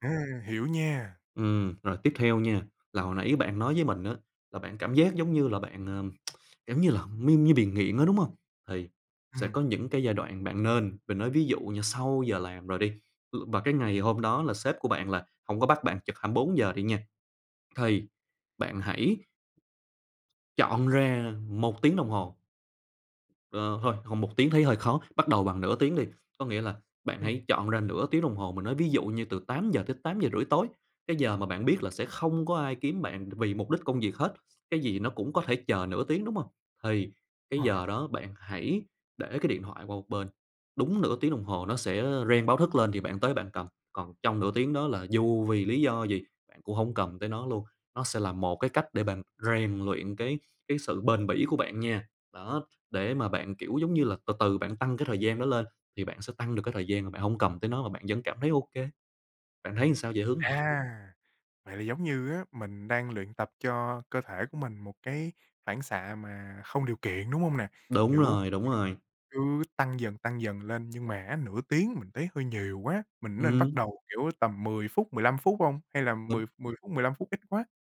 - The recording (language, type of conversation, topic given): Vietnamese, advice, Làm sao để tập trung khi liên tục nhận thông báo từ điện thoại và email?
- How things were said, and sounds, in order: lip smack; other background noise; tapping